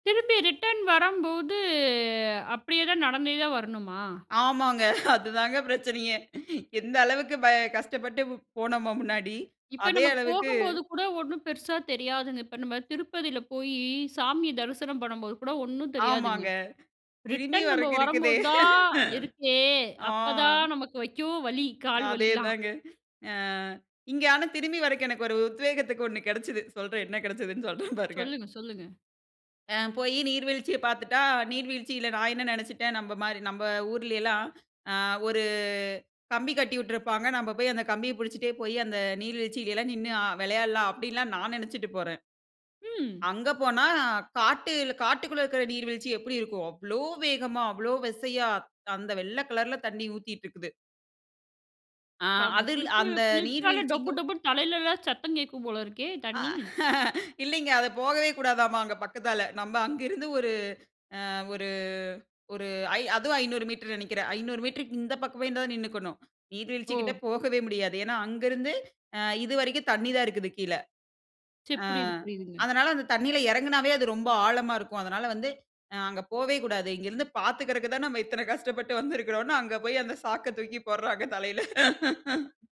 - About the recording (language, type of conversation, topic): Tamil, podcast, முதல்முறையாக நீங்கள் தனியாகச் சென்ற பயணம் எப்படி இருந்தது?
- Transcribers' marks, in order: drawn out: "வரம்போது"; laughing while speaking: "ஆமாங்க. அதுதாங்க பிரச்சனையே"; laughing while speaking: "ஆமாங்க. திரும்பி வரைக்கும் இருக்குதே, ஆ"; drawn out: "இருக்கே"; laughing while speaking: "அதே தாங்க. அ இங்க ஆனா … கெடைச்சதுன்னு சொல்றேன் பாருங்க"; laughing while speaking: "ஆ இல்லைங்க. அது போகவே கூடாதாம் அங்கே பக்கத்தால"; laughing while speaking: "இங்கே இருந்து பார்த்துக்றதுக்கு தான் நாம் … தூக்கி போட்றாங்க தலையில"